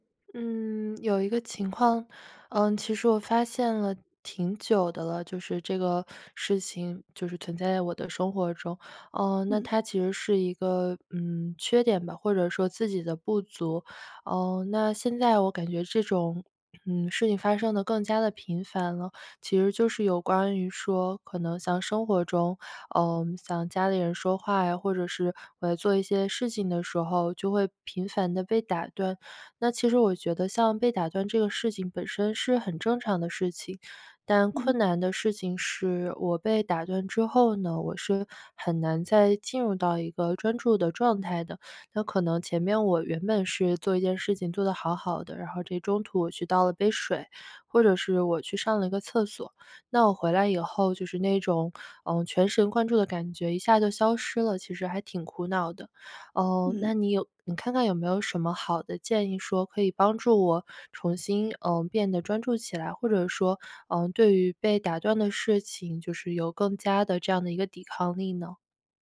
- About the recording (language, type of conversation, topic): Chinese, advice, 为什么我总是频繁被打断，难以进入专注状态？
- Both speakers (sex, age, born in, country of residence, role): female, 25-29, China, United States, user; female, 35-39, China, United States, advisor
- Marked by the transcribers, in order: none